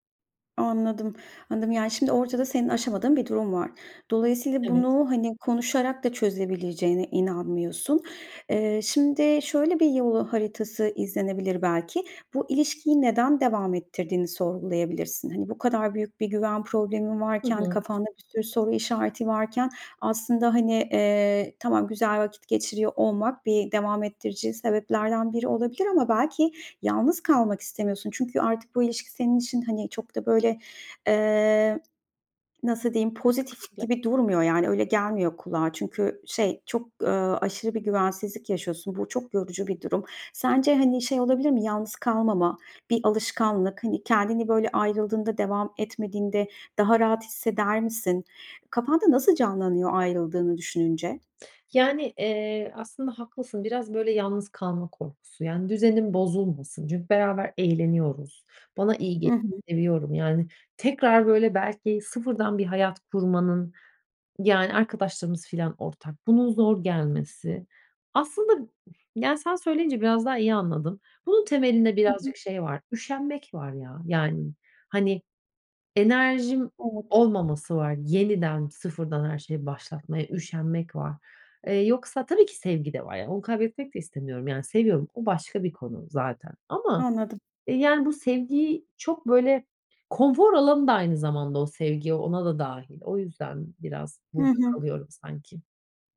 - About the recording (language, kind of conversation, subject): Turkish, advice, Aldatmanın ardından güveni neden yeniden inşa edemiyorum?
- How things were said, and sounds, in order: tapping; other background noise; unintelligible speech; unintelligible speech